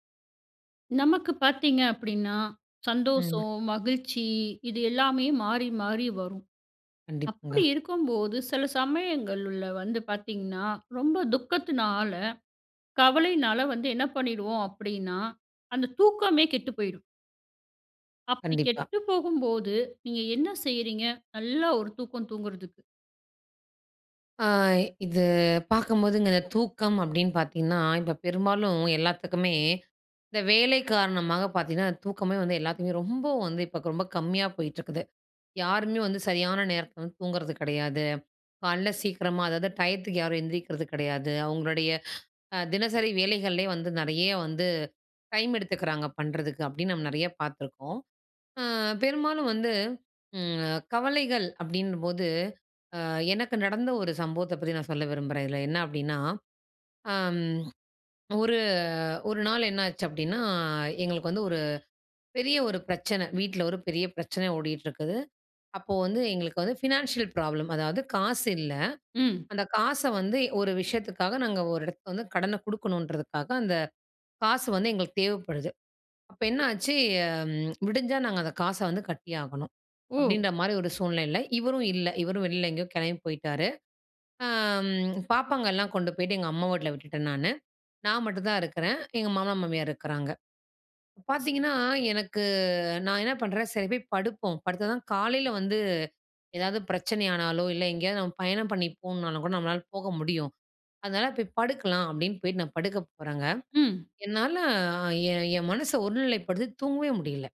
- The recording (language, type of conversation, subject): Tamil, podcast, கவலைகள் தூக்கத்தை கெடுக்கும் பொழுது நீங்கள் என்ன செய்கிறீர்கள்?
- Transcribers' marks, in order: "சமயங்கள்ல" said as "சமயங்கள்லுள்ள"; drawn out: "நல்லா"; drawn out: "ஒரு"; drawn out: "அப்பிடின்னா"; horn; in English: "ஃபினான்ஷியல் ப்ராப்ளம்"; drawn out: "என்னாச்சு"; other background noise; drawn out: "எனக்கு"